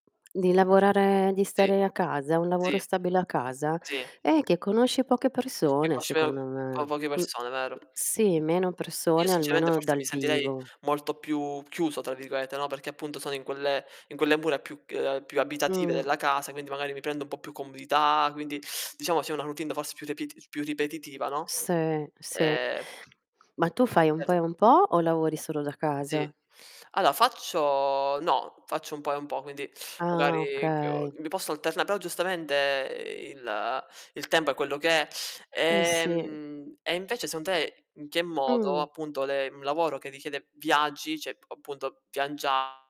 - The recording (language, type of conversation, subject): Italian, unstructured, Preferisci un lavoro che ti permetta di viaggiare o uno stabile vicino a casa?
- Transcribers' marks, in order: tapping; distorted speech; other background noise; unintelligible speech; "magari" said as "maari"; teeth sucking; teeth sucking; "Allora" said as "alloa"; drawn out: "faccio"; teeth sucking; teeth sucking; drawn out: "Ehm"; "secondo" said as "scond"; "cioè" said as "ceh"